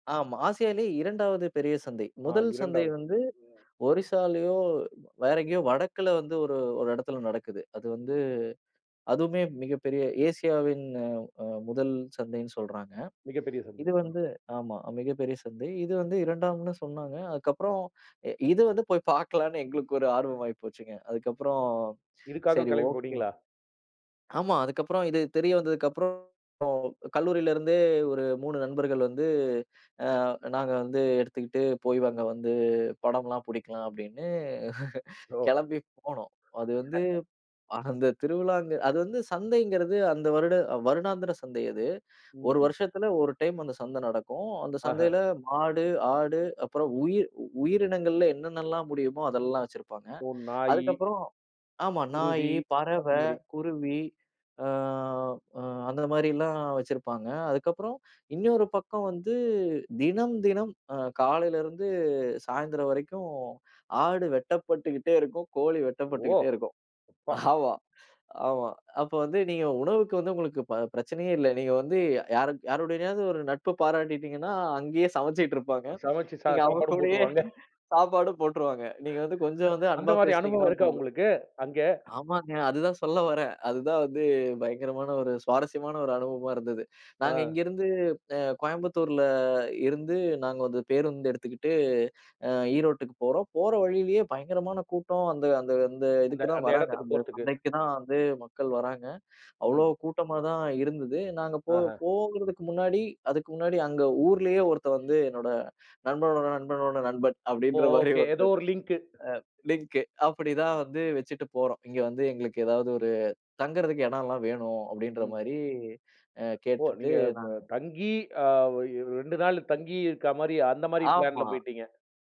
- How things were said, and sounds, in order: laughing while speaking: "இது வந்து போய்ப் பார்க்கலாம்னு எங்களுக்கு ஒரு ஆர்வம் ஆயிப்போச்சுங்க"; in English: "ஓகே"; other background noise; chuckle; chuckle; other noise; laughing while speaking: "ஆமா, ஆமா"; laughing while speaking: "சமைச்சிட்டு இருப்பாங்க. நீங்க அவங்க கூடயே சாப்பாடும் போட்டுருவாங்க"; chuckle; laughing while speaking: "அதுதான் சொல்ல வரேன். அதுதான் வந்து பயங்கரமான ஒரு சுவாரஸ்யமான"; in English: "லிங்க்"; in English: "லிங்க்"; in English: "பிளான்ல"
- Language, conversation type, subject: Tamil, podcast, உங்களுக்கு மனம் கவர்ந்த உள்ளூர் சந்தை எது, அதைப் பற்றி சொல்ல முடியுமா?